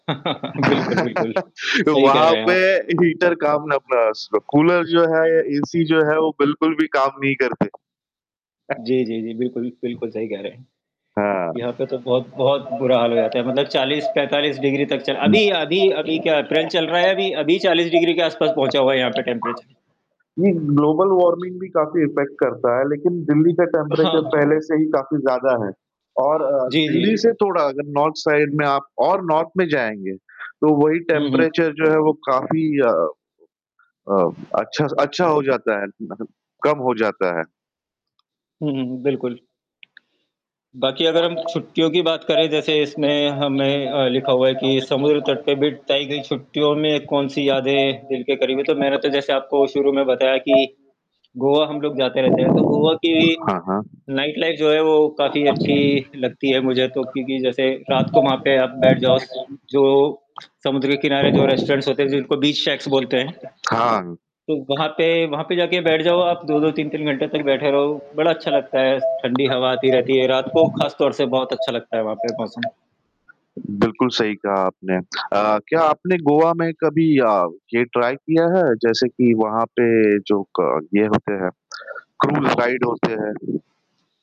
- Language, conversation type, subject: Hindi, unstructured, गर्मी की छुट्टियाँ बिताने के लिए आप पहाड़ों को पसंद करते हैं या समुद्र तट को?
- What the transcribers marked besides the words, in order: static; chuckle; horn; chuckle; background speech; in English: "इफेक्ट"; other background noise; in English: "टेंपरेचर"; in English: "टेंपरेचर"; in English: "नॉर्थ साइड"; in English: "नॉर्थ"; in English: "टेंपरेचर"; in English: "नाइट लाइफ"; in English: "रेस्टोरेंट्स"; in English: "बीच शेक्स"; in English: "ट्राई"; in English: "राइड"